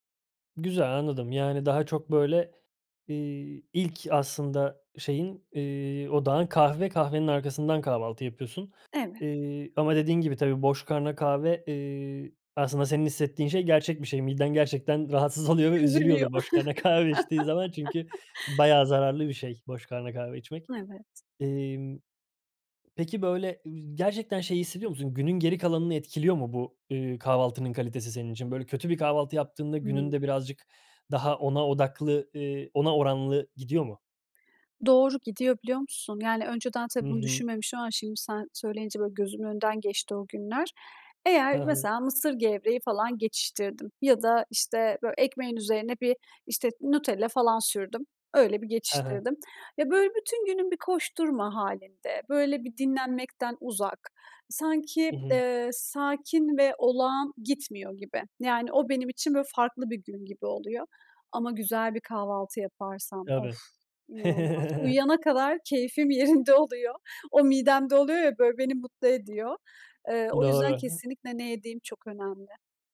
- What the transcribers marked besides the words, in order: laughing while speaking: "boş karnına kahve içtiği zaman"; chuckle; other noise; chuckle; other background noise
- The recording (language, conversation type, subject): Turkish, podcast, Kahvaltı senin için nasıl bir ritüel, anlatır mısın?